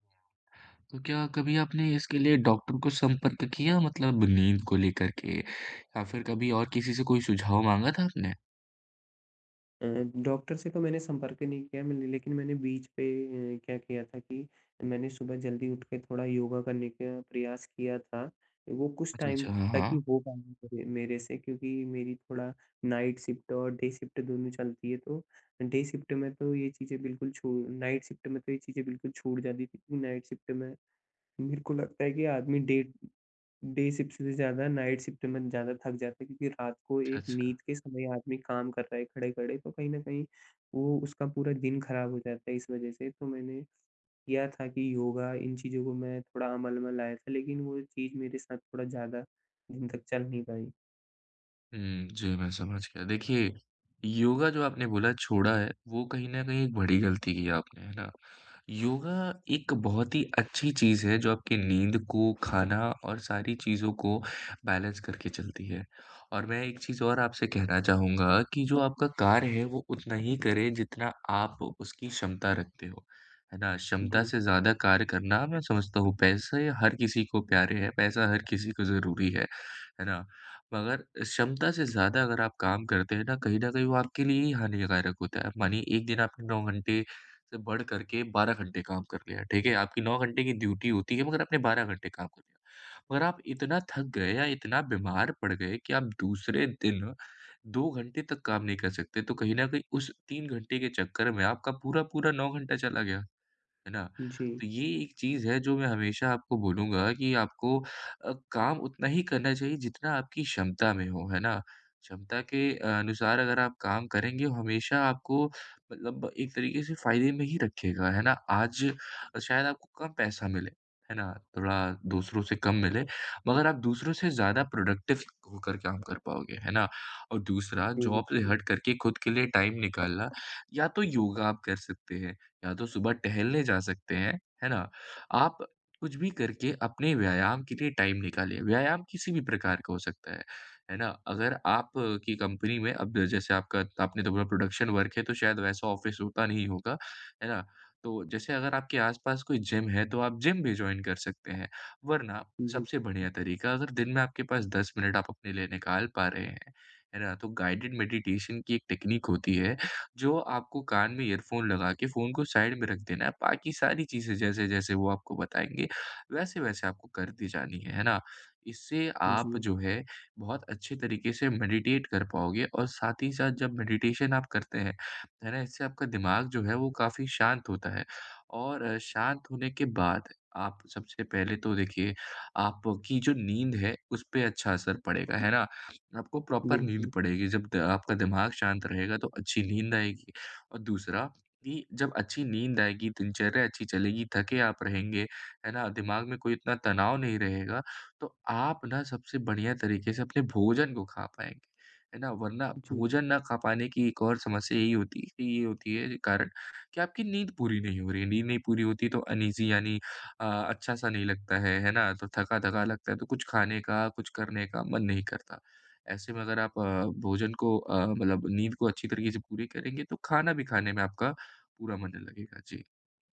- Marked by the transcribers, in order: in English: "टाइम"; in English: "नाईट शिफ्ट"; in English: "डे शिफ्ट"; in English: "डे शिफ्ट"; in English: "नाईट शिफ्ट"; in English: "नाईट शिफ्ट"; in English: "डे डे शिफ्ट"; in English: "नाईट शिफ्ट"; in English: "बैलेंस"; in English: "ड्यूटी"; in English: "प्रोडक्टिव"; in English: "जॉब"; in English: "टाइम"; unintelligible speech; in English: "टाइम"; in English: "कंपनी"; in English: "प्रोडक्शन वर्क"; in English: "ऑफिस"; in English: "जॉइन"; in English: "गाइडेड मेडिटेशन"; in English: "टेक्नीक"; in English: "साइड"; in English: "मेडिटेट"; in English: "मेडिटेशन"; in English: "प्रॉपर"; in English: "अनईज़ी"
- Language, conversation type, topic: Hindi, advice, काम के दबाव के कारण अनियमित भोजन और भूख न लगने की समस्या से कैसे निपटें?
- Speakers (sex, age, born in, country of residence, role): male, 25-29, India, India, advisor; male, 25-29, India, India, user